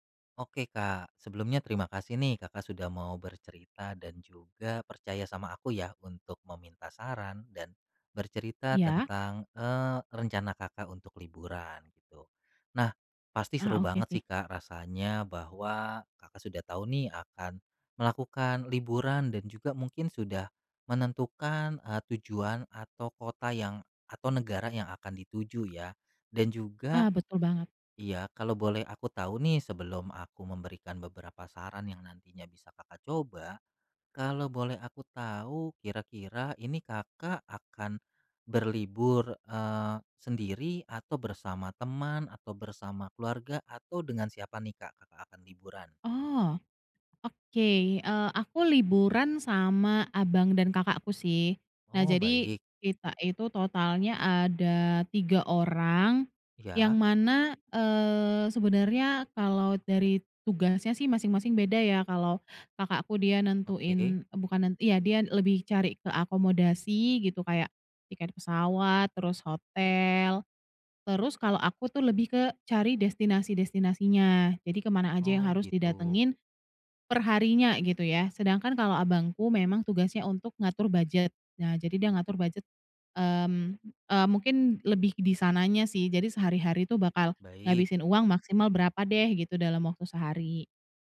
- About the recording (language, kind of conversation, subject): Indonesian, advice, Bagaimana cara menikmati perjalanan singkat saat waktu saya terbatas?
- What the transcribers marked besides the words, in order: none